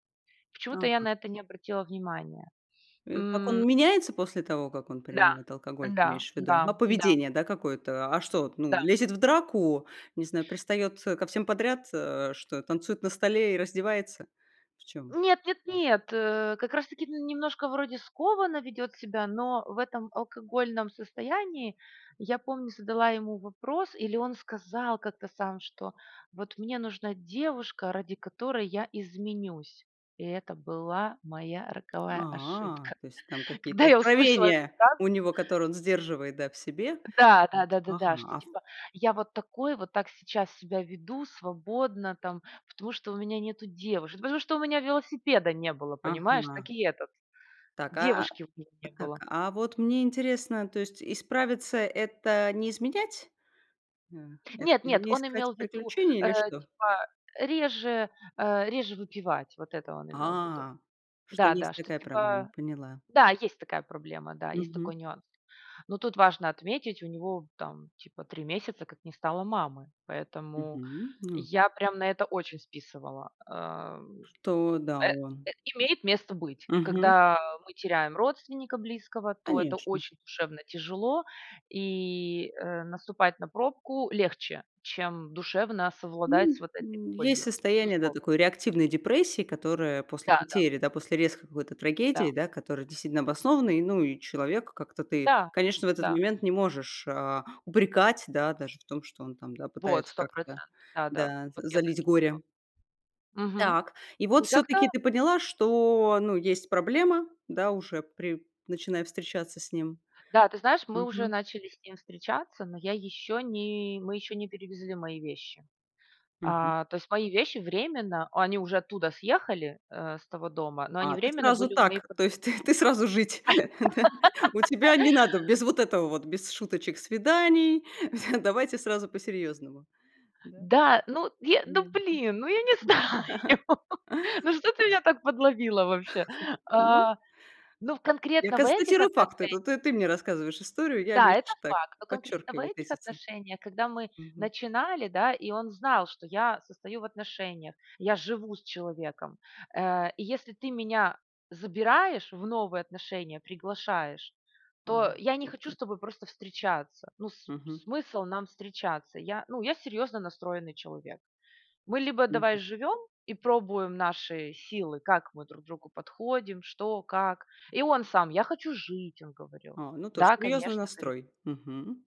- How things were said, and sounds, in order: other background noise; tapping; put-on voice: "Я вот такой вот, так … меня нету девушек"; laughing while speaking: "ты ты сразу жить, да?"; laugh; laughing while speaking: "Всё"; laughing while speaking: "знаю"; laugh; chuckle
- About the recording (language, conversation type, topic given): Russian, podcast, Какая ошибка дала тебе самый ценный урок?